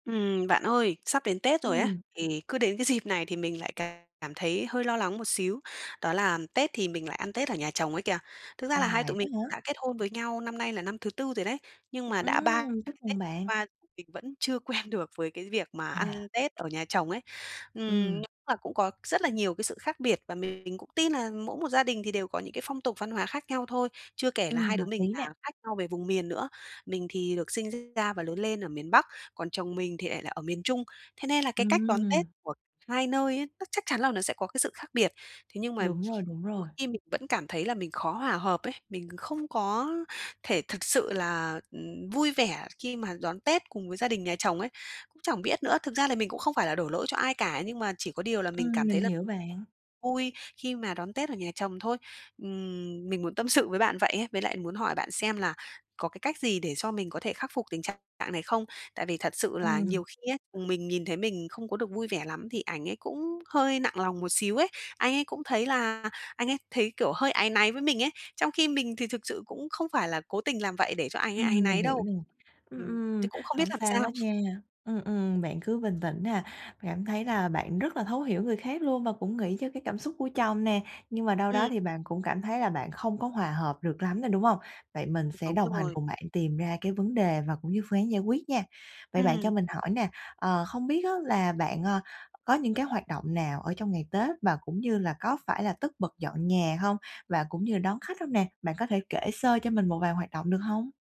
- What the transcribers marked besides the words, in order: other background noise; tapping; laughing while speaking: "dịp"; laughing while speaking: "quen"; unintelligible speech; "cảm" said as "gảm"
- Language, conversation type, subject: Vietnamese, advice, Vì sao tôi lại cảm thấy lạc lõng trong dịp lễ?